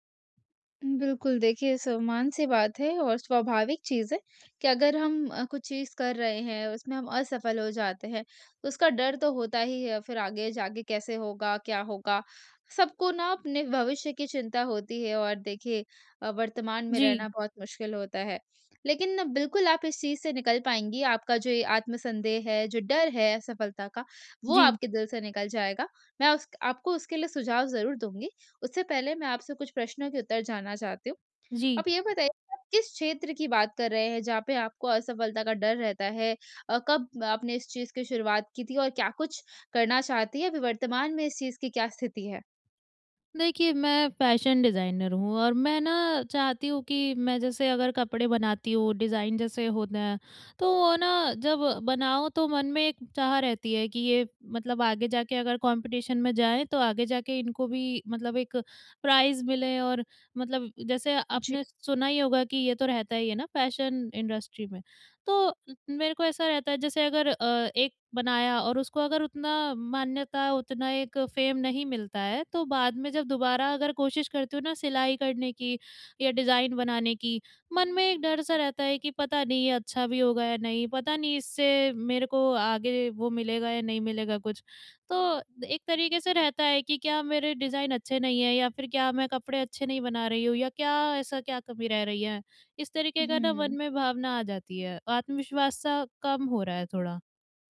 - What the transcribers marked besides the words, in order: in English: "फ़ैशन डिज़ाइनर"; in English: "डिज़ाइन"; in English: "कॉम्पिटिशन"; in English: "प्राइज़"; in English: "फ़ैशन इंडस्ट्री"; in English: "फ़ेम"; in English: "डिज़ाइन"; in English: "डिज़ाइन"
- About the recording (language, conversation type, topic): Hindi, advice, असफलता का डर और आत्म-संदेह